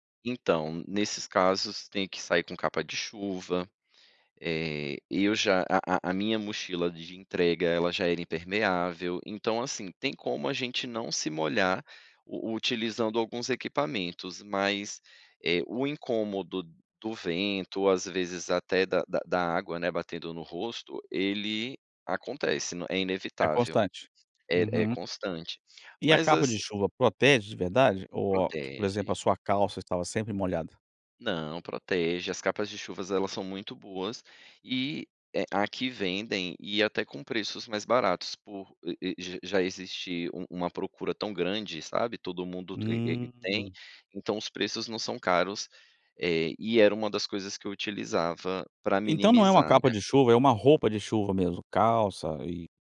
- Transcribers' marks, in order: tapping; other background noise
- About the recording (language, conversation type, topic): Portuguese, podcast, Como o ciclo das chuvas afeta seu dia a dia?
- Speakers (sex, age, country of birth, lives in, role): male, 35-39, Brazil, Netherlands, guest; male, 45-49, Brazil, United States, host